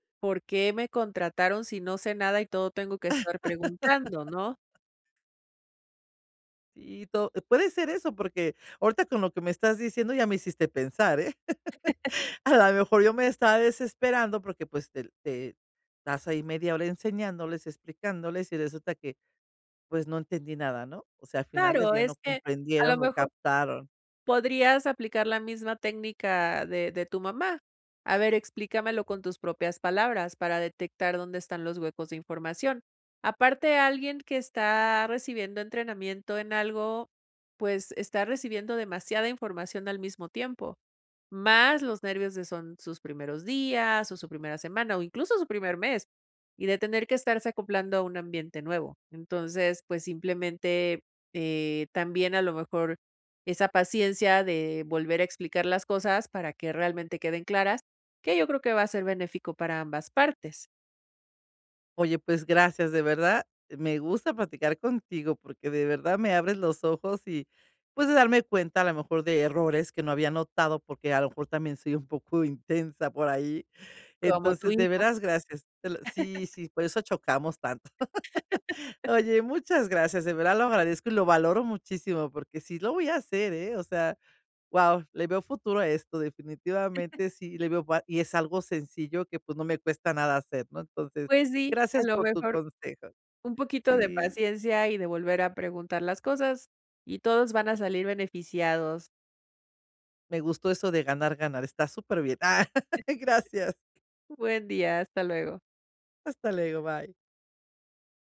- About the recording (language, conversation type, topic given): Spanish, advice, ¿Qué puedo hacer para expresar mis ideas con claridad al hablar en público?
- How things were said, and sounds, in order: laugh; laugh; chuckle; laugh; chuckle; laugh